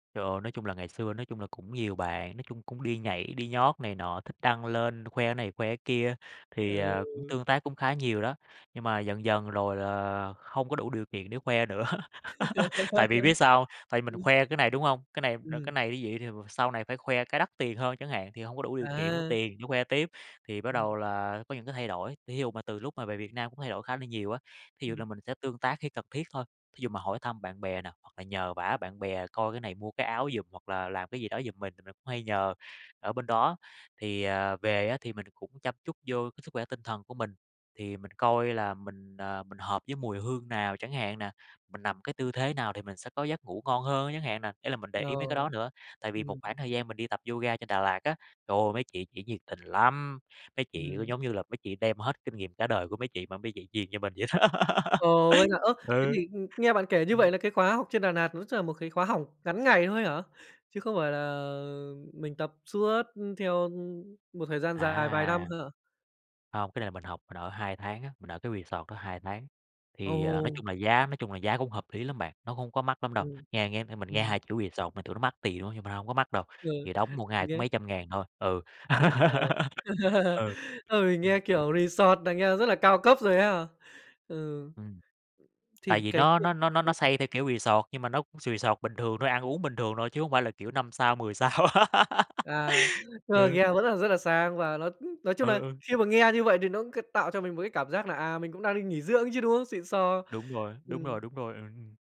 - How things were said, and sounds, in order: tapping; laugh; other background noise; laughing while speaking: "đó"; laugh; "Lạt" said as "Nạt"; laugh; unintelligible speech; "resort" said as "sì sọt"; laugh
- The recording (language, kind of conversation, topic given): Vietnamese, podcast, Bạn chăm sóc bản thân như thế nào khi mọi thứ đang thay đổi?